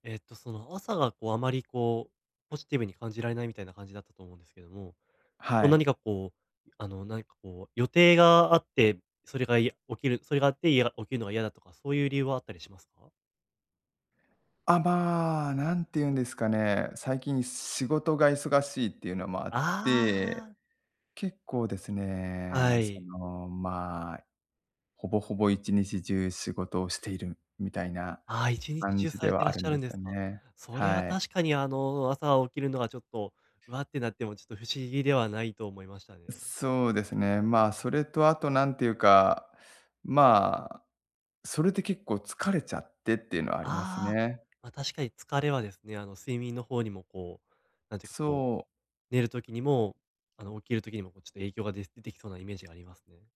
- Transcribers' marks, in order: other background noise
- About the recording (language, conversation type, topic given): Japanese, advice, 朝、すっきり目覚めるにはどうすればいいですか？